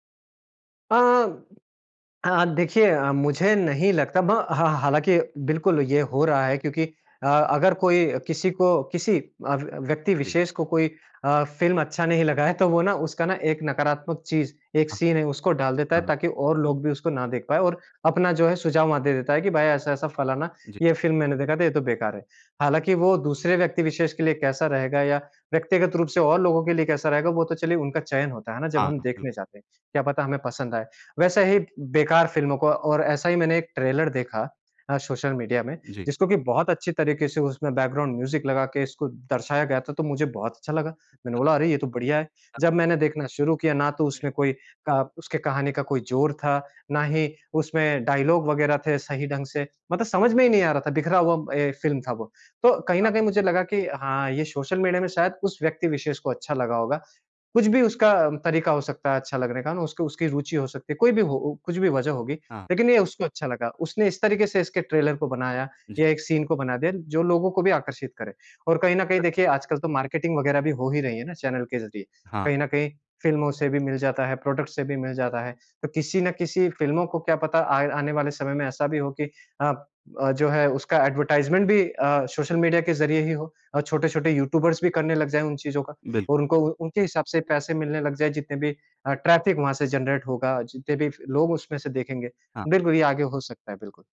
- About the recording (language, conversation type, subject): Hindi, podcast, सोशल मीडिया ने फिल्में देखने की आदतें कैसे बदलीं?
- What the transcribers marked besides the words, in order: unintelligible speech; in English: "सीन"; in English: "ट्रेलर"; in English: "बैकग्राउंड म्यूज़िक"; other background noise; unintelligible speech; horn; in English: "डायलॉग"; in English: "ट्रेलर"; in English: "सीन"; in English: "प्रोडक्टस"; in English: "एडवर्टाइजमेंट"; in English: "यूट्यूबर्स"; in English: "ट्रैफिक"; in English: "जनरेट"